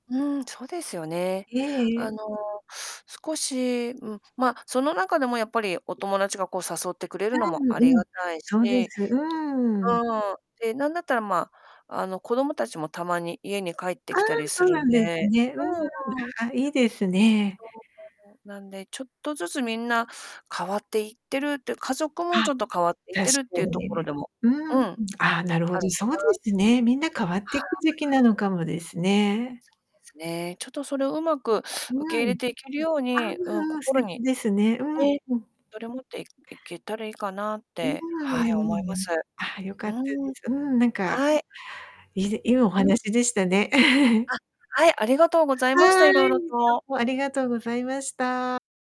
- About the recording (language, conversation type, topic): Japanese, advice, 家族や友人に対して感情が枯れたように感じるのはなぜですか？
- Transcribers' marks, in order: static; distorted speech; other background noise; chuckle